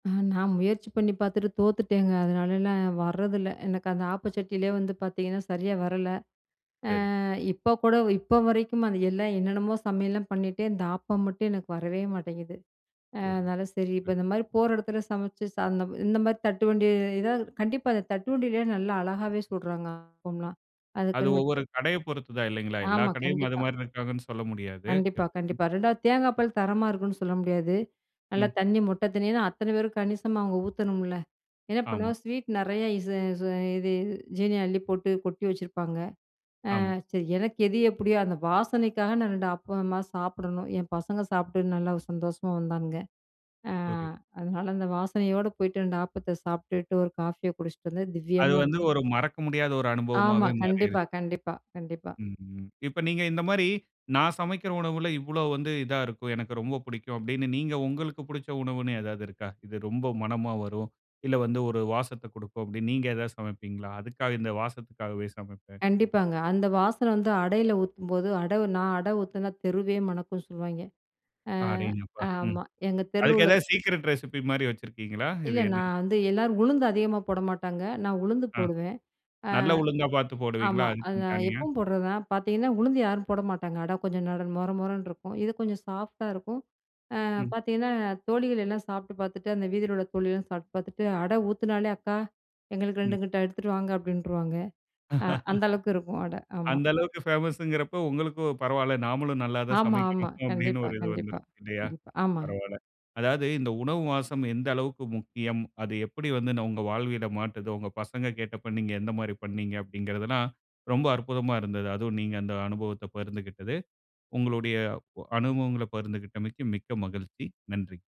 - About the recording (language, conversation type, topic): Tamil, podcast, ஏதோ ஒரு வாசனை வந்தவுடன் உங்களுக்கு நினைவிற்கு வரும் உணவு எது?
- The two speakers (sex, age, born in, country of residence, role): female, 35-39, India, India, guest; male, 35-39, India, India, host
- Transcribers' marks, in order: other noise; "மொத்த" said as "மொட்ட"; surprised: "அடேங்கப்பா"; in English: "ரெசிபி"; in English: "சாஃப்ட்டா"; laughing while speaking: "அந்த அளவுக்கு பேமஸ்ங்கறப்போ, உங்களுக்கும் பரவால்ல … இது வந்துரும் இல்லையா?"; in English: "பேமஸ்ங்கறப்போ"; "மாட்றுது" said as "மாட்டுது"